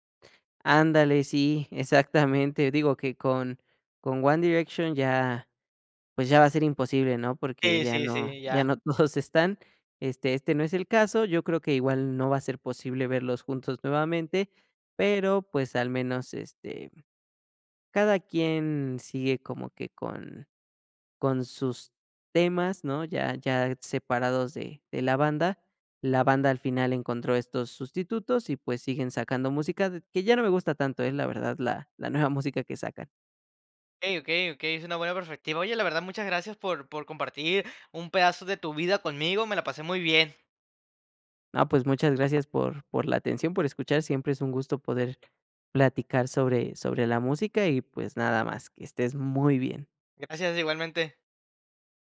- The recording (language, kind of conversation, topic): Spanish, podcast, ¿Qué canción sientes que te definió durante tu adolescencia?
- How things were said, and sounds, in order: laughing while speaking: "todos"; other background noise